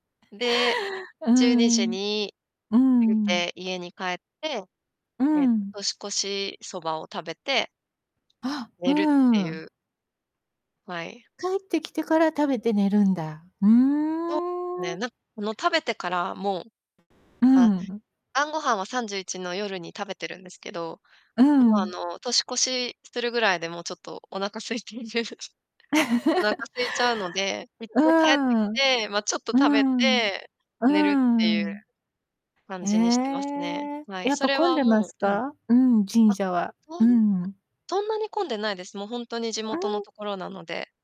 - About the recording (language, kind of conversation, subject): Japanese, podcast, ご家族の習慣の中で、特に大切にしていることは何ですか？
- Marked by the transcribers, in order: distorted speech; drawn out: "うーん"; laughing while speaking: "お腹空いている"; laugh; drawn out: "うーん。 ええ"